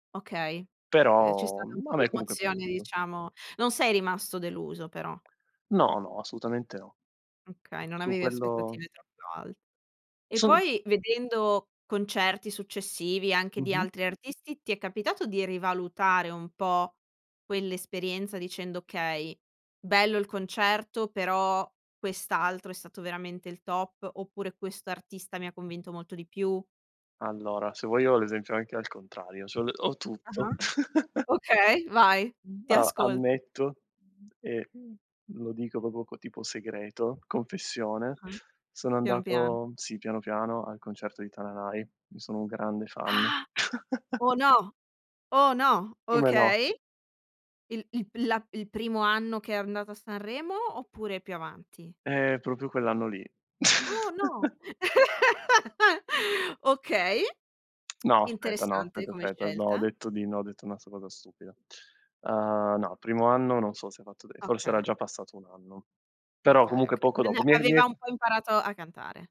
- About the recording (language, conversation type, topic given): Italian, podcast, Qual è stato il primo concerto a cui sei andato?
- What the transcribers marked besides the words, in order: other background noise; chuckle; "proprio" said as "popo"; surprised: "Ah! Oh, no! Oh, no!"; chuckle; "proprio" said as "propio"; surprised: "Oh, no!"; chuckle; laugh; tsk; lip smack; "Okay" said as "Ochee"